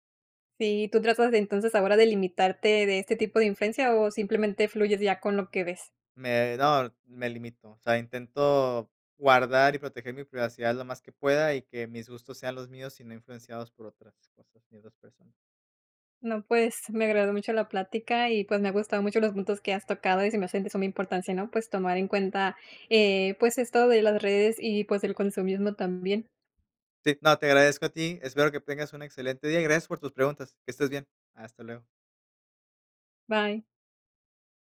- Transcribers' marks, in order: none
- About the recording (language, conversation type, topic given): Spanish, podcast, ¿Cómo influyen las redes sociales en lo que consumimos?